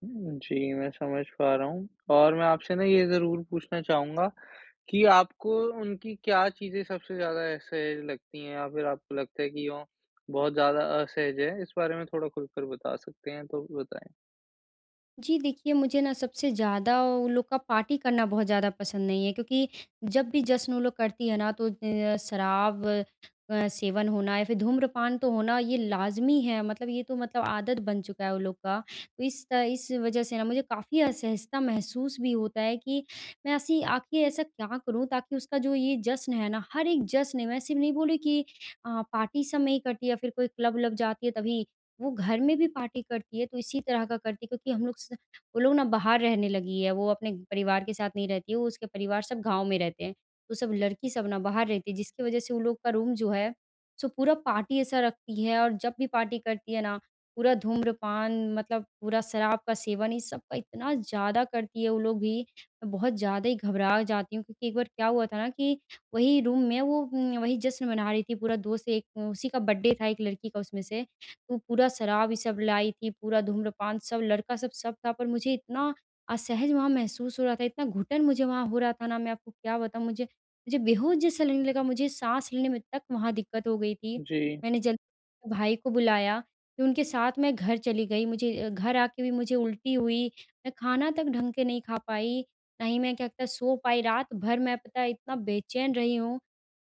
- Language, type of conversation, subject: Hindi, advice, दोस्तों के साथ जश्न में मुझे अक्सर असहजता क्यों महसूस होती है?
- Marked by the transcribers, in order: in English: "पार्टी"; in English: "पार्टी"; in English: "पार्टी"; in English: "रूम"; in English: "पार्टी"; in English: "पार्टी"; in English: "रूम"; in English: "बर्थडे"